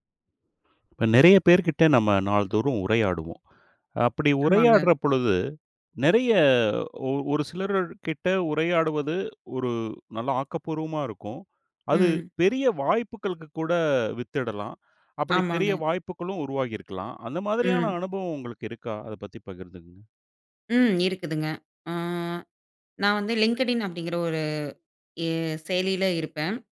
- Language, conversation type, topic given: Tamil, podcast, சிறு உரையாடலால் பெரிய வாய்ப்பு உருவாகலாமா?
- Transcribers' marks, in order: drawn out: "அ"